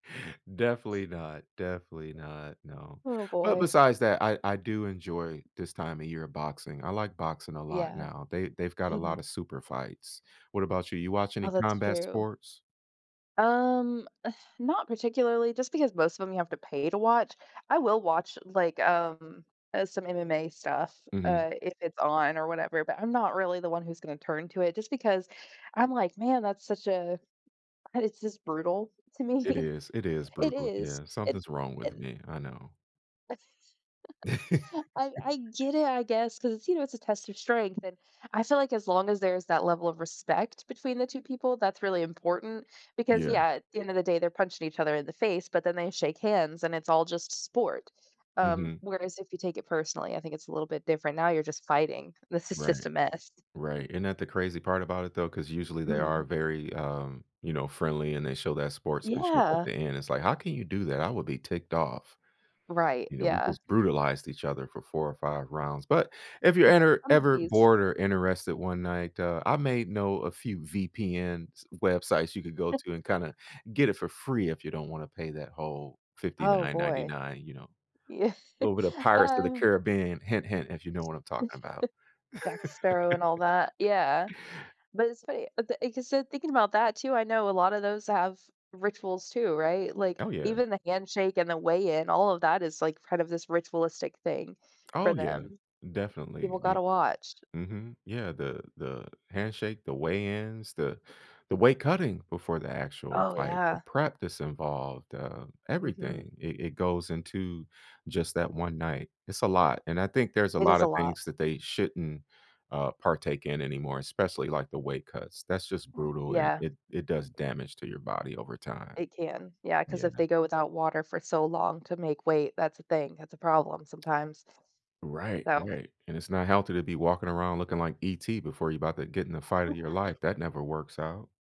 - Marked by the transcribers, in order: other background noise; sigh; laughing while speaking: "me"; chuckle; laugh; chuckle; tapping; chuckle; laugh; laughing while speaking: "Yea"; chuckle; chuckle; laugh; sigh; chuckle
- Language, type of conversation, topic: English, unstructured, Which small game-day habits should I look for to spot real fans?